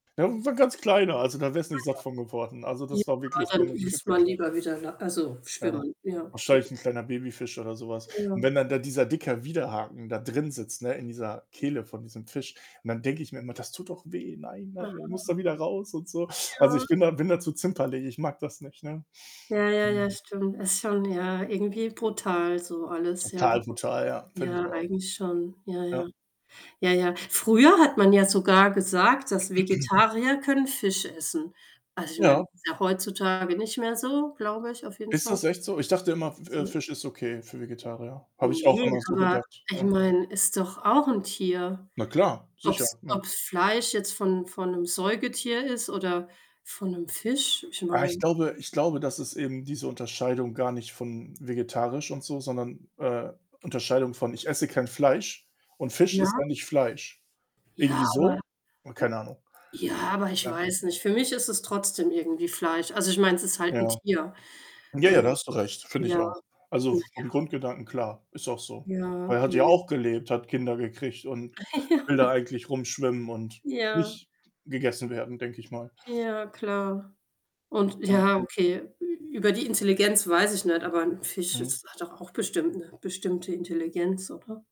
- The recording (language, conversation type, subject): German, unstructured, Bevorzugen wir Reality-Fernsehen oder Dokumentarfilme?
- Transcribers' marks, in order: static; distorted speech; other background noise; unintelligible speech; unintelligible speech; throat clearing; unintelligible speech; tapping; hiccup; chuckle; laughing while speaking: "Ja"